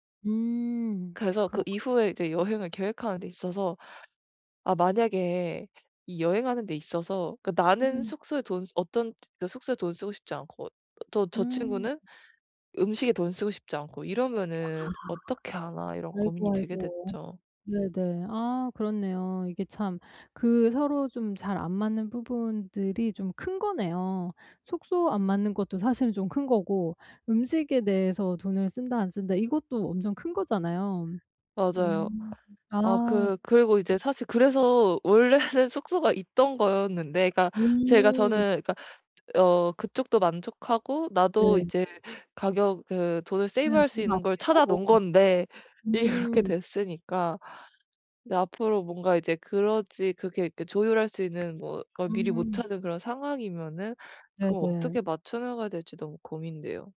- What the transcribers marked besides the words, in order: other background noise; tapping; in English: "세이브할"; laughing while speaking: "일이"
- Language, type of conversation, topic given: Korean, advice, 예산과 시간 제한이 있는 여행을 어떻게 계획하면 좋을까요?